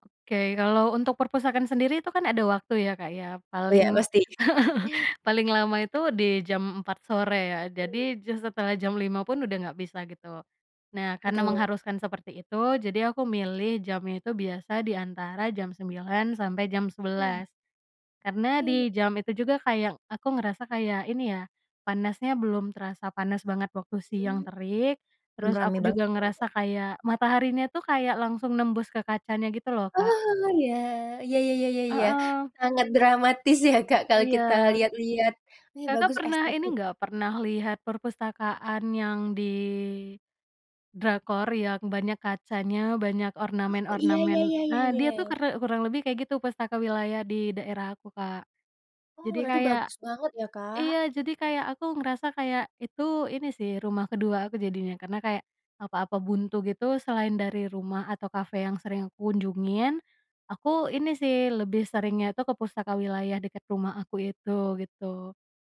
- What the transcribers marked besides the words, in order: laugh; laughing while speaking: "dramatis ya Kak"
- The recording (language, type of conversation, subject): Indonesian, podcast, Apa yang paling sering menginspirasi kamu dalam kehidupan sehari-hari?